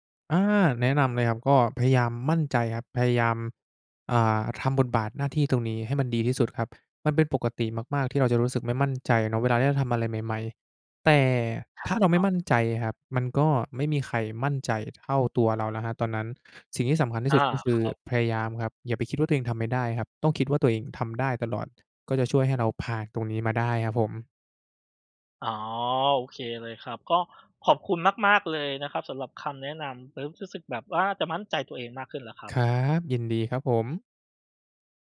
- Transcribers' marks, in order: other background noise
- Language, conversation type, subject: Thai, advice, เริ่มงานใหม่แล้วยังไม่มั่นใจในบทบาทและหน้าที่ ควรทำอย่างไรดี?